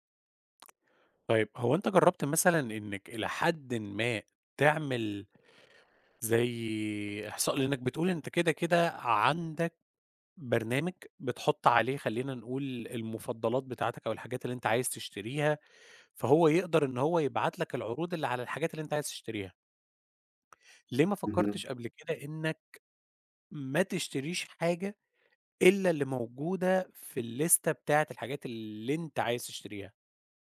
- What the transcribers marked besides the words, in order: in English: "الليستة"
- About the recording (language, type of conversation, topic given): Arabic, advice, إزاي الشراء الاندفاعي أونلاين بيخلّيك تندم ويدخّلك في مشاكل مالية؟